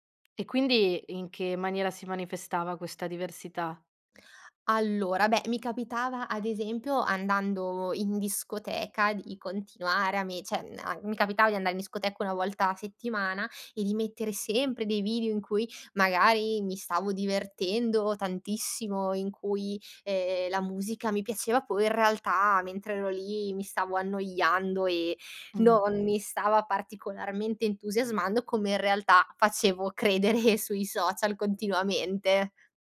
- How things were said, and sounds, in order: tapping; "cioè" said as "ceh"; other background noise; laughing while speaking: "facevo credere"
- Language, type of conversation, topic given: Italian, podcast, Cosa fai per proteggere la tua reputazione digitale?